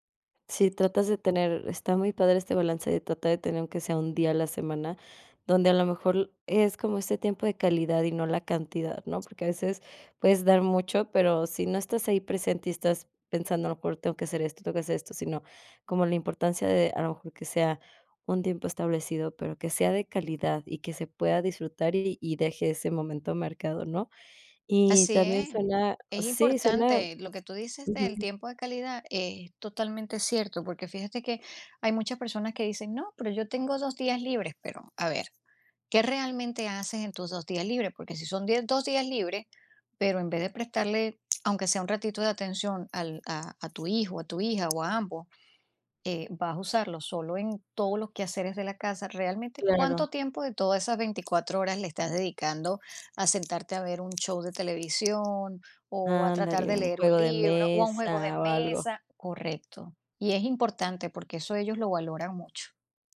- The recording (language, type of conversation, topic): Spanish, podcast, ¿Cómo cuidas tu salud mental en días muy estresantes?
- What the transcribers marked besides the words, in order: tapping; other background noise